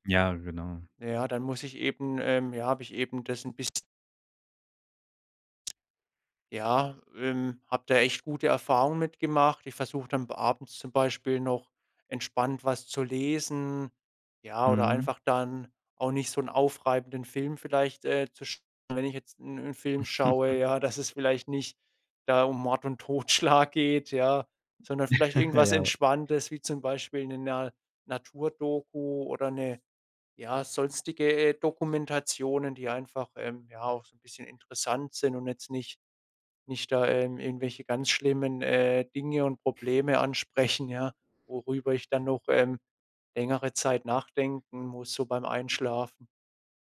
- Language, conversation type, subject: German, podcast, Wie schaltest du beim Schlafen digital ab?
- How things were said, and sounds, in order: other background noise; chuckle; laughing while speaking: "Totschlag"; giggle